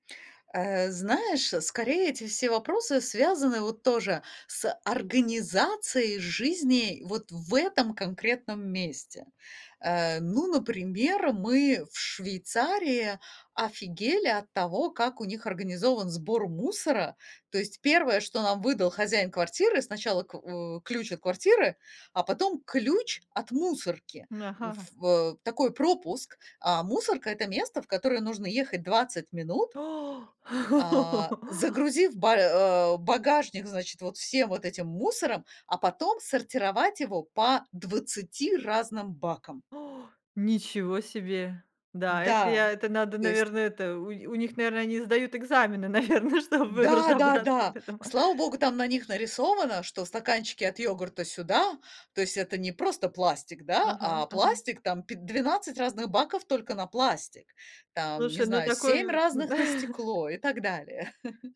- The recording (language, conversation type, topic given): Russian, podcast, Как ты провёл(провела) день, живя как местный житель, а не как турист?
- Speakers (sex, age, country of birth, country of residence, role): female, 45-49, Russia, France, host; female, 45-49, Russia, Spain, guest
- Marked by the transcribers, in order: gasp; laugh; gasp; laughing while speaking: "наверно, чтобы разобраться в этом"; laugh; tapping; chuckle